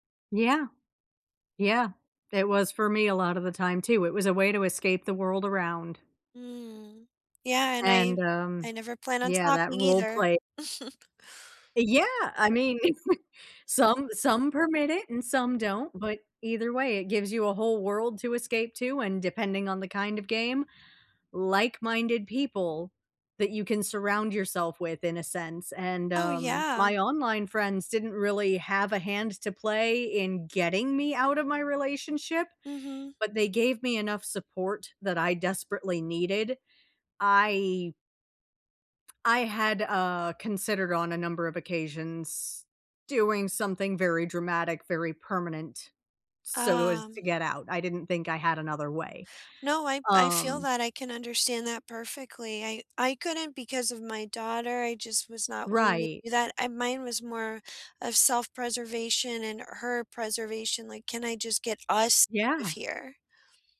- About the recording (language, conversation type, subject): English, unstructured, What hobby should I pick up to cope with a difficult time?
- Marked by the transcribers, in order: tapping; other background noise; chuckle; laughing while speaking: "I mean"; stressed: "us"